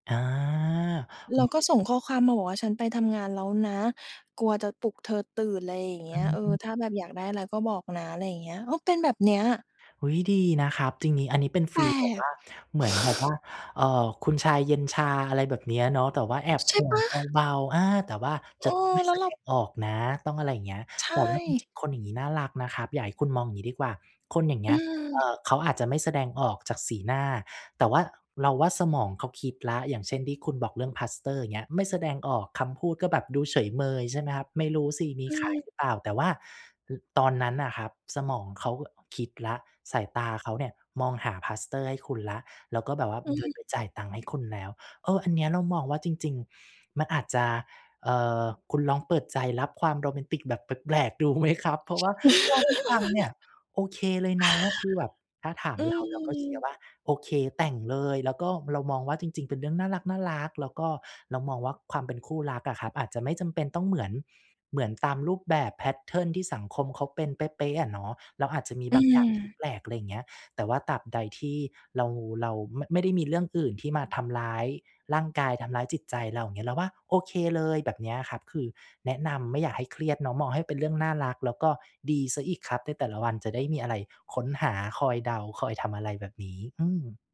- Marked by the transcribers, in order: unintelligible speech; unintelligible speech; exhale; laughing while speaking: "ดูไหมครับ ?"; other background noise; chuckle; in English: "แพตเทิร์น"
- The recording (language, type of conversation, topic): Thai, advice, ฉันควรสื่อสารกับแฟนอย่างไรเมื่อมีความขัดแย้งเพื่อแก้ไขอย่างสร้างสรรค์?